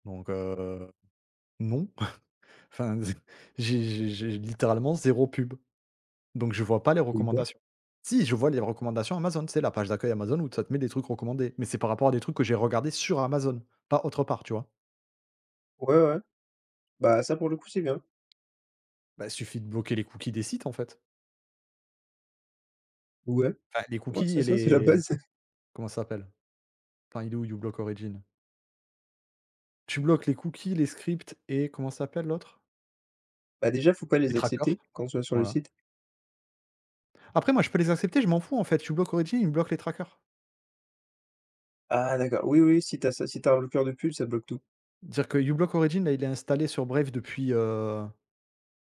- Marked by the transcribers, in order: chuckle; stressed: "sur"; laughing while speaking: "base"
- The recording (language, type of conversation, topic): French, unstructured, Que ressens-tu face à la collecte massive de données personnelles ?